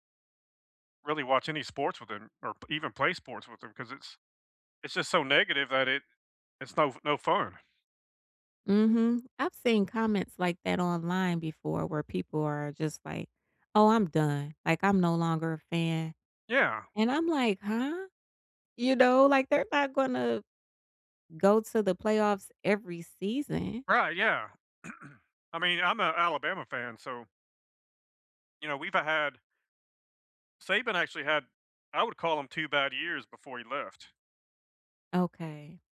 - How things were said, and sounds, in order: throat clearing
- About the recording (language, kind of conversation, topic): English, unstructured, How do you balance being a supportive fan and a critical observer when your team is struggling?